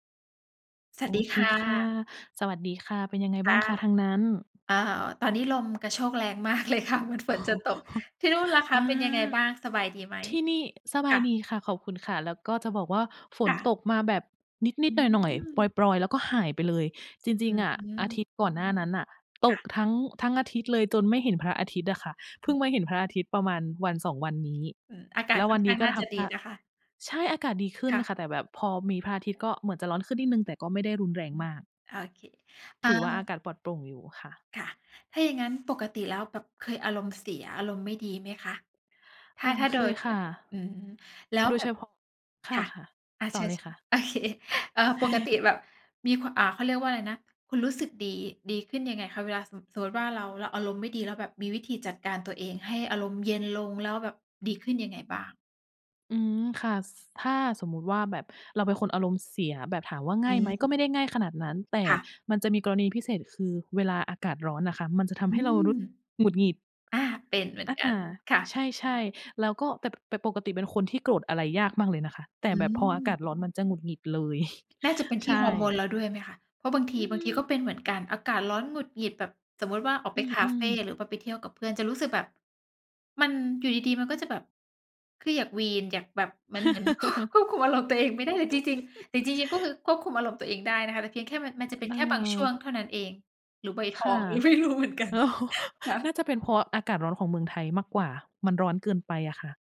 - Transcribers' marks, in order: laughing while speaking: "เลยค่ะ"; chuckle; chuckle; chuckle; laugh; giggle; laugh; laughing while speaking: "ไม่รู้เหมือนกัน ค่ะ"
- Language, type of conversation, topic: Thai, unstructured, มีอะไรช่วยให้คุณรู้สึกดีขึ้นตอนอารมณ์ไม่ดีไหม?
- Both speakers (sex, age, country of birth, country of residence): female, 35-39, Thailand, Thailand; female, 40-44, Thailand, Thailand